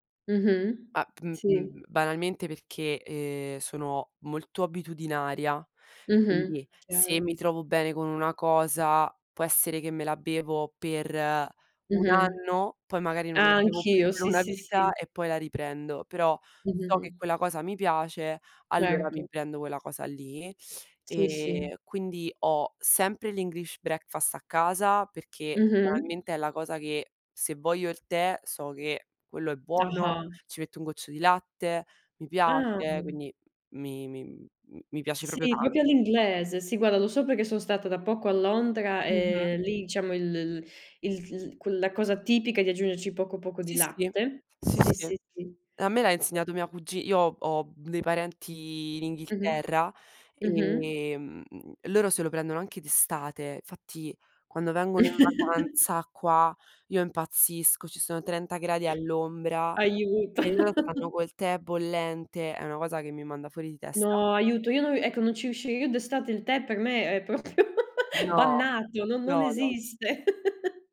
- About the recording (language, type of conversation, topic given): Italian, unstructured, Preferisci il caffè o il tè per iniziare la giornata e perché?
- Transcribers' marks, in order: tapping; other background noise; in English: "English breakfast"; "proprio" said as "propio"; chuckle; chuckle; laughing while speaking: "propio"; "proprio" said as "propio"; chuckle